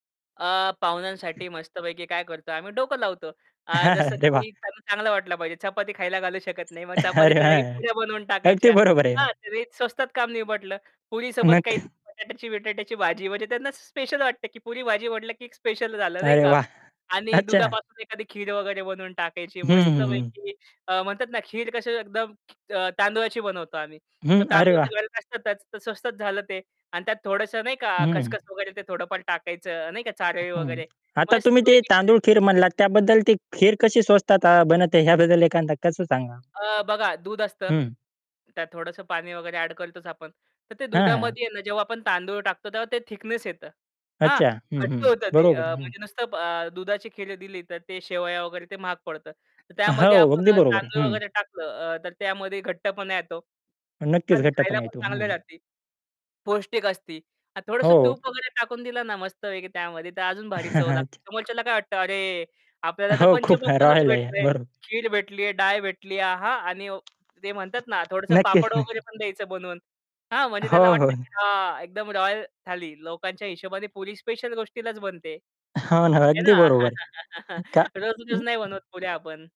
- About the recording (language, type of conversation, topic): Marathi, podcast, खर्च कमी ठेवून पौष्टिक आणि चविष्ट जेवण कसे बनवायचे?
- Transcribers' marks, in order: other background noise; chuckle; distorted speech; tapping; laughing while speaking: "अरे, हां, अगदी बरोबर आहे"; laughing while speaking: "अरे वाह!"; unintelligible speech; chuckle; laughing while speaking: "खूप"; laughing while speaking: "नक्की"; chuckle